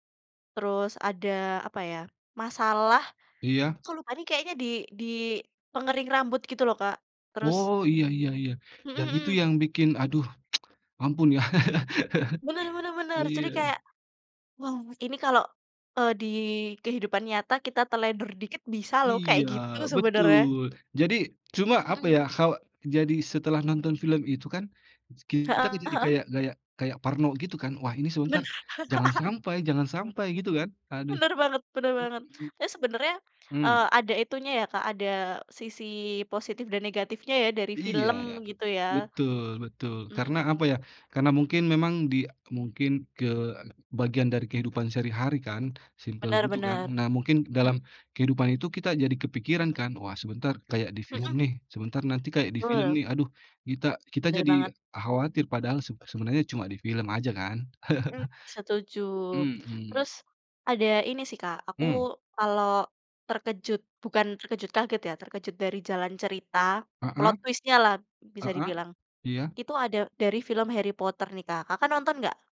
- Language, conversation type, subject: Indonesian, unstructured, Apa film terakhir yang membuat kamu terkejut?
- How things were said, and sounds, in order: tsk; laugh; tapping; laugh; in English: "simple"; chuckle; in English: "plot twist-nya"